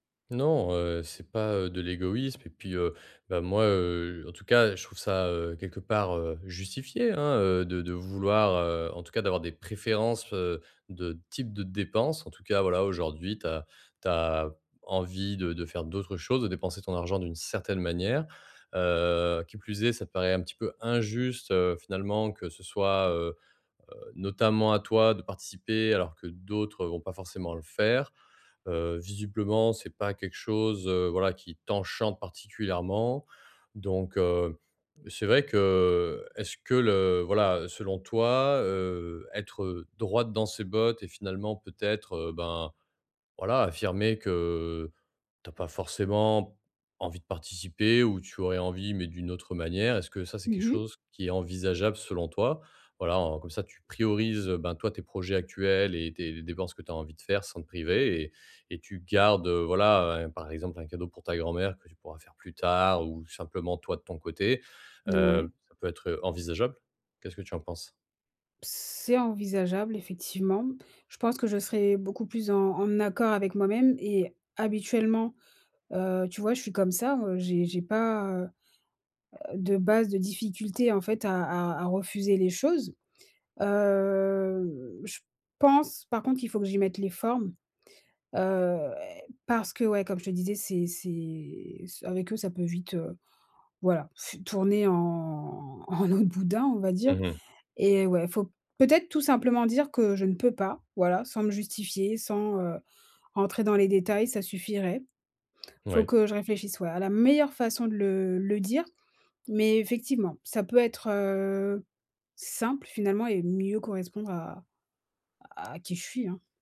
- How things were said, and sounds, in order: stressed: "vouloir"; tapping; drawn out: "Hem"; stressed: "pense"; drawn out: "c'est"; sigh; drawn out: "en"; laughing while speaking: "en eau"; stressed: "meilleure"
- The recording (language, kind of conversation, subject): French, advice, Comment demander une contribution équitable aux dépenses partagées ?